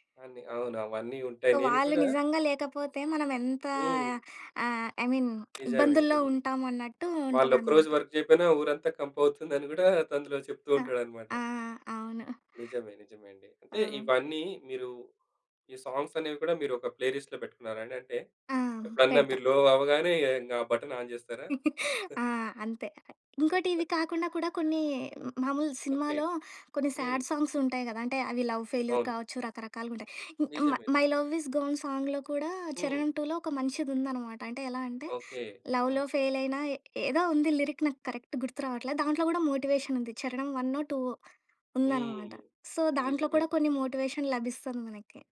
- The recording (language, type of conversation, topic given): Telugu, podcast, నీకు ప్రేరణ ఇచ్చే పాట ఏది?
- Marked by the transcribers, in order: in English: "సో"; in English: "ఐ మీన్"; lip smack; in English: "వర్క్"; "అందులో" said as "తందులో"; in English: "ప్లే లిస్ట్‌లో"; in English: "లో"; in English: "బటన్ ఆన్"; chuckle; other background noise; giggle; in English: "శాడ్"; in English: "లవ్ ఫెయిల్యూర్"; in English: "'మై లవ్ ఇస్ గాన్' సాంగ్‌లో"; in English: "టూలో"; in English: "లవ్‌లో"; in English: "లిరిక్"; in English: "కరెక్ట్"; in English: "సో"; in English: "మోటివేషన్"